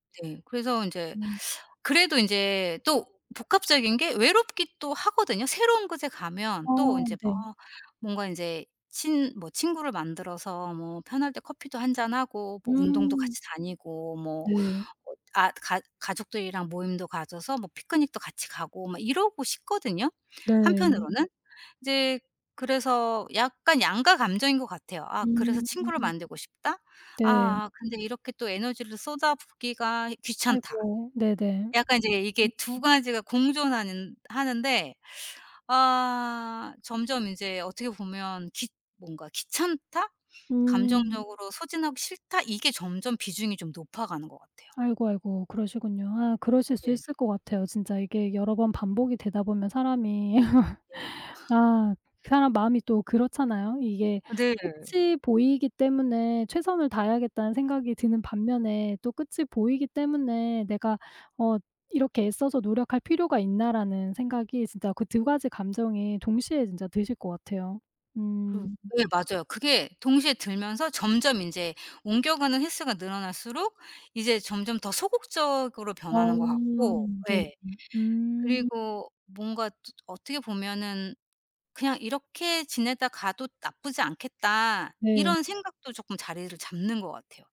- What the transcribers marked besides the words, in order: other background noise; laugh; tapping
- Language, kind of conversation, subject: Korean, advice, 친구나 사회적 관계망을 다시 만들기가 왜 이렇게 어려운가요?